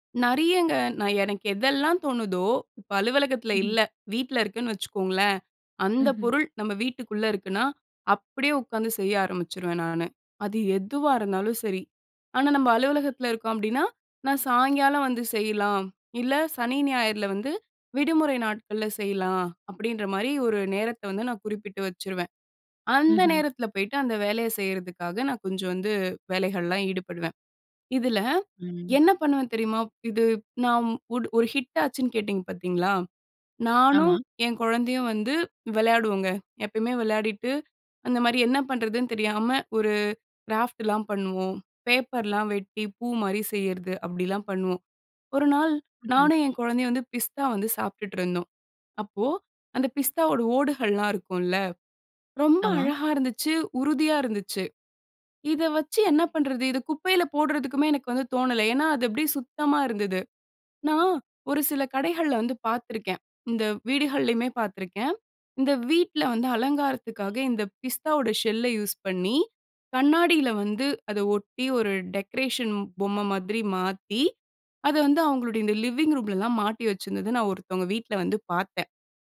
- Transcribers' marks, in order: "ஒரு" said as "ஒடு"; horn
- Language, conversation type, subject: Tamil, podcast, ஒரு புதிய யோசனை மனதில் தோன்றினால் முதலில் நீங்கள் என்ன செய்வீர்கள்?